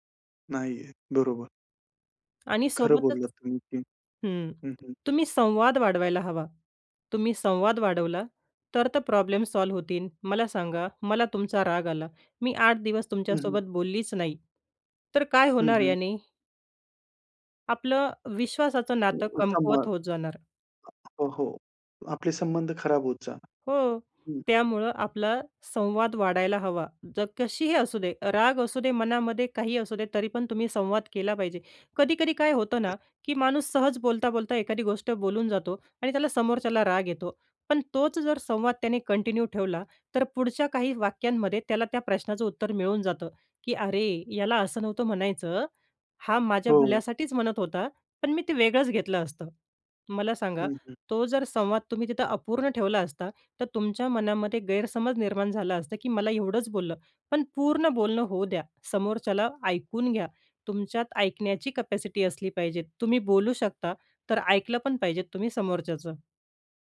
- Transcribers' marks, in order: in English: "सॉल्व्ह"; other background noise; in English: "कंटिन्यू"; tapping
- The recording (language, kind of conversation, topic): Marathi, podcast, मनःस्थिती टिकवण्यासाठी तुम्ही काय करता?